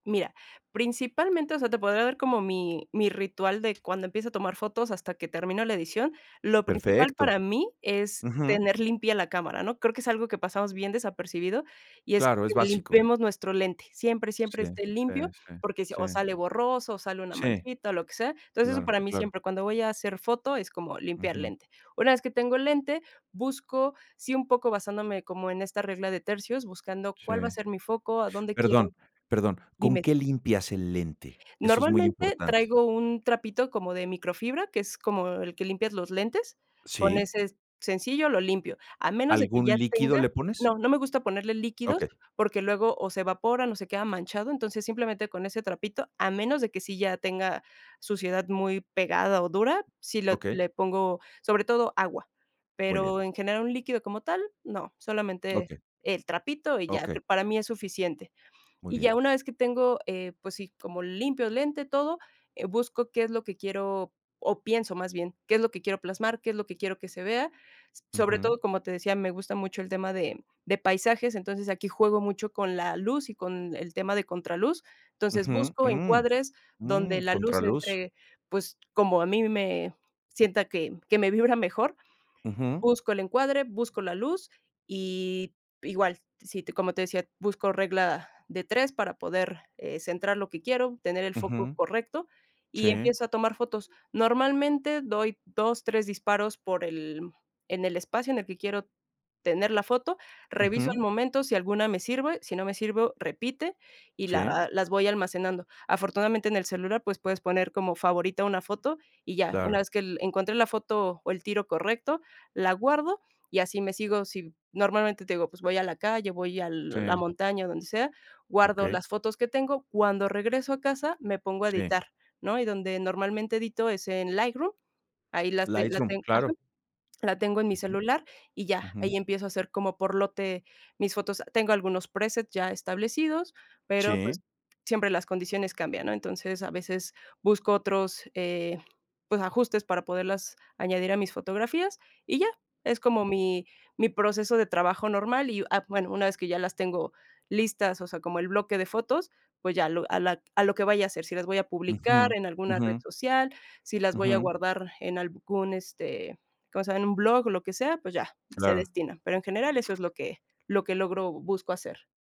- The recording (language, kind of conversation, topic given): Spanish, podcast, ¿Cómo empezaste a hacer fotografía con tu celular?
- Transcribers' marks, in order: chuckle; in English: "presets"; other background noise